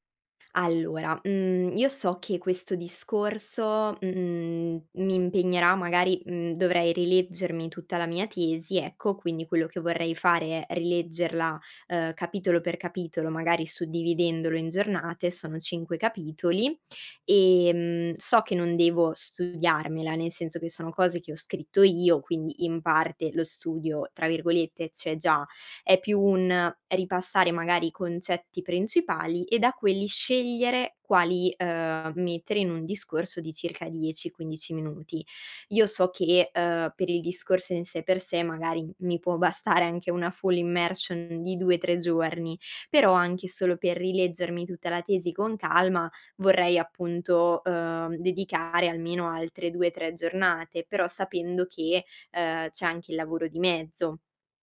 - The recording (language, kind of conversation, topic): Italian, advice, Come fai a procrastinare quando hai compiti importanti e scadenze da rispettare?
- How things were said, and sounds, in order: laughing while speaking: "bastare"; in English: "full immersion"